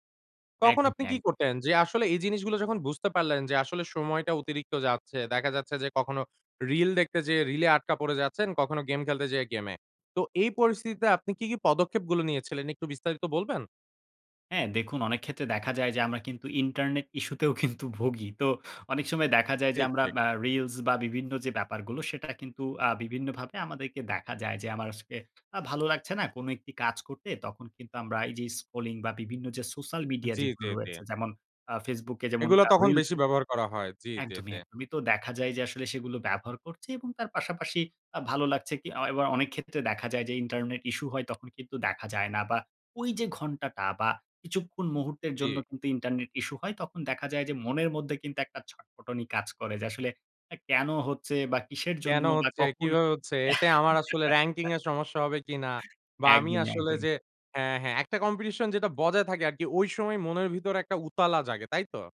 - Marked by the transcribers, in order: laughing while speaking: "কিন্তু ভোগী"; tapping; giggle
- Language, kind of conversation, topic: Bengali, podcast, স্মার্টফোন ছাড়া এক দিন আপনার কেমন কাটে?